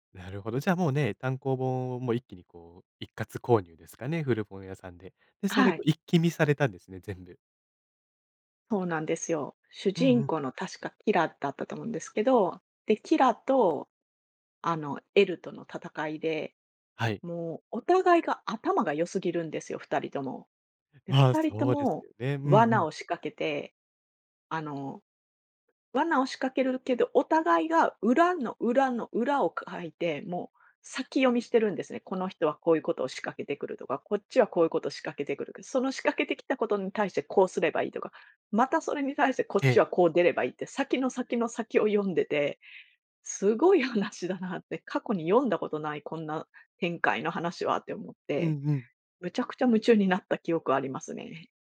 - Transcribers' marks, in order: other noise; other background noise
- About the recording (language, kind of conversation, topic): Japanese, podcast, 漫画で心に残っている作品はどれですか？